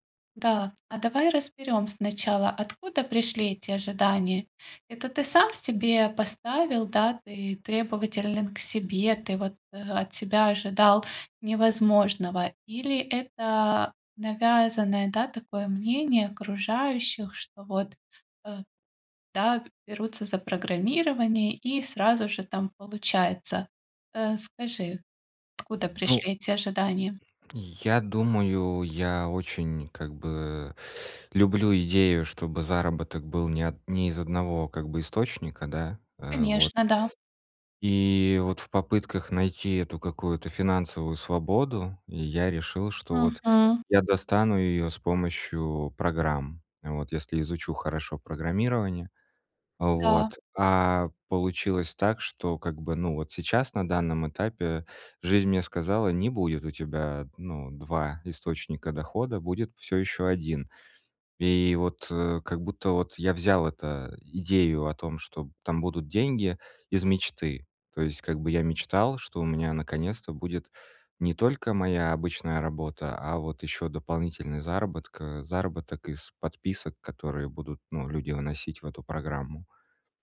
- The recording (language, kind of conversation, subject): Russian, advice, Как согласовать мои большие ожидания с реальными возможностями, не доводя себя до эмоционального выгорания?
- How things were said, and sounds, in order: other background noise